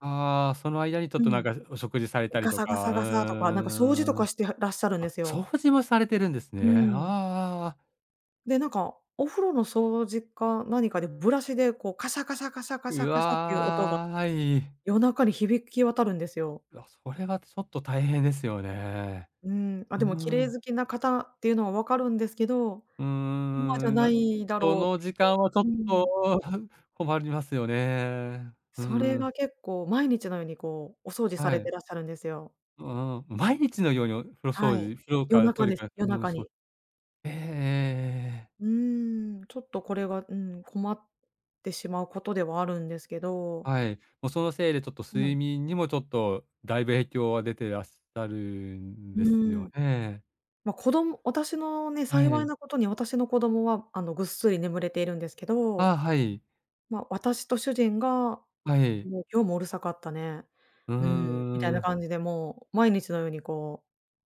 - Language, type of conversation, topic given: Japanese, advice, 隣人との習慣の違いに戸惑っていることを、どのように説明すればよいですか？
- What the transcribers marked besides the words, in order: drawn out: "うーん"; drawn out: "うわい"